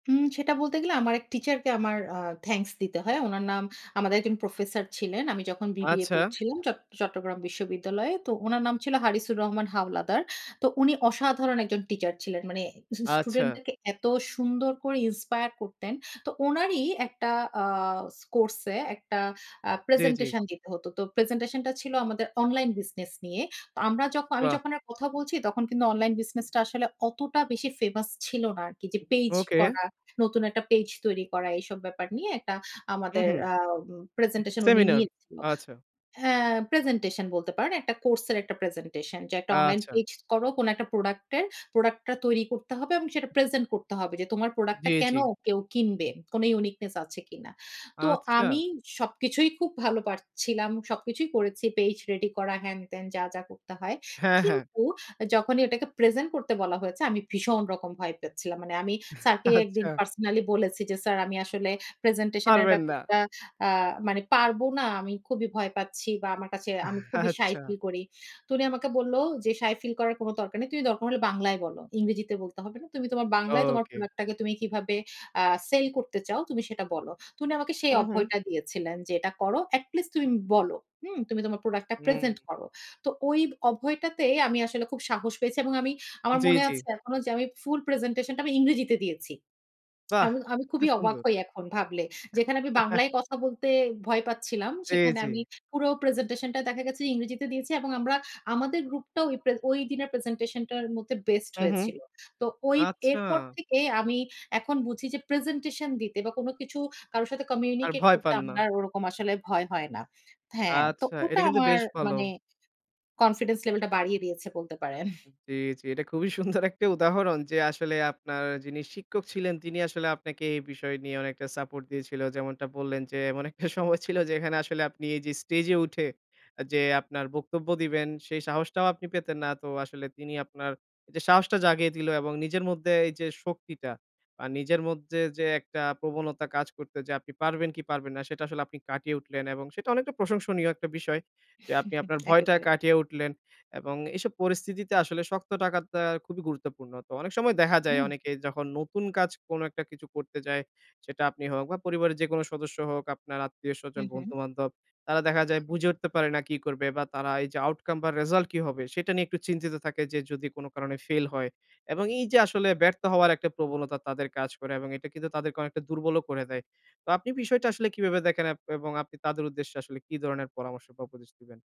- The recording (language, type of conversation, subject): Bengali, podcast, তুমি নিজের শক্তি ও দুর্বলতা কীভাবে বুঝতে পারো?
- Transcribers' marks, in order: laughing while speaking: "স্টুডেন্টদেরকে"; in English: "inspire"; in English: "uniqueness"; chuckle; laughing while speaking: "আচ্ছা"; chuckle; laughing while speaking: "আচ্ছা"; other background noise; tapping; chuckle; in English: "confidence level"; chuckle; laughing while speaking: "সুন্দর একটা"; "শিক্ষক" said as "শিকক"; laughing while speaking: "সময় ছিল"; chuckle; "থাকাটা" said as "টাকাটা"; in English: "outcome"; "ব্যর্থ" said as "বারত"